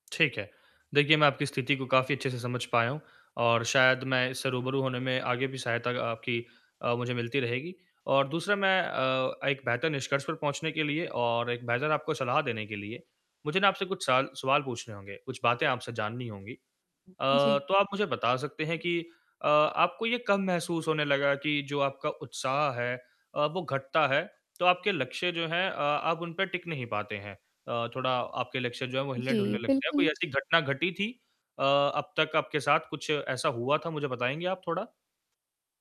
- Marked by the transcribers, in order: static; distorted speech; tapping
- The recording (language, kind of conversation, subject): Hindi, advice, जब मेरा उत्साह कम हो जाए तो मैं अपने लक्ष्यों पर कैसे टिके रहूँ?